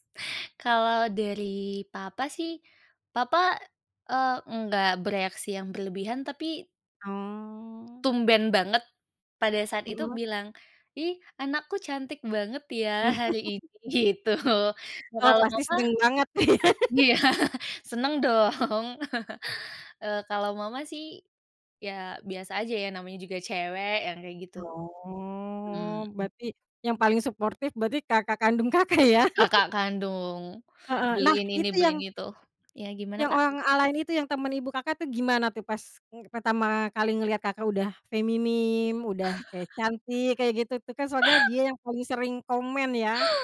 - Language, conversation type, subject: Indonesian, podcast, Bagaimana reaksi keluarga atau teman saat kamu berubah total?
- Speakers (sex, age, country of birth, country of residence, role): female, 20-24, Indonesia, Indonesia, guest; female, 30-34, Indonesia, Indonesia, host
- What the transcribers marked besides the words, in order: drawn out: "Oh"; chuckle; laughing while speaking: "gitu"; laughing while speaking: "nih ya"; laugh; laughing while speaking: "Iya, seneng dong"; chuckle; drawn out: "Oh"; laughing while speaking: "Kakak, ya?"; chuckle; laugh